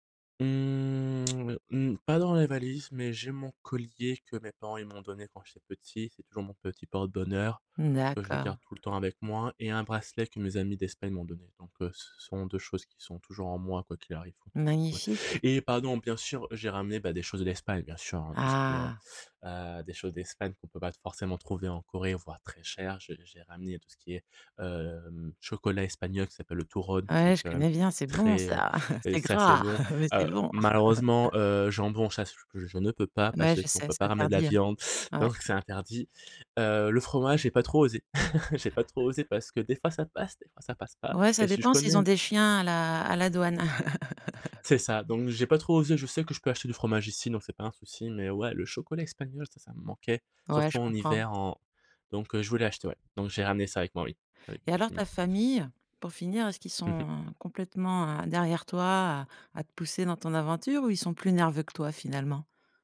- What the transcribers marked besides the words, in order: drawn out: "Mmh"; lip smack; tapping; other background noise; put-on voice: "turrón"; chuckle; laugh; chuckle; unintelligible speech; laugh; chuckle
- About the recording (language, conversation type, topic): French, podcast, Peux-tu raconter une fois où tu as osé malgré la peur ?
- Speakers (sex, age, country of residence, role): female, 50-54, France, host; male, 30-34, Spain, guest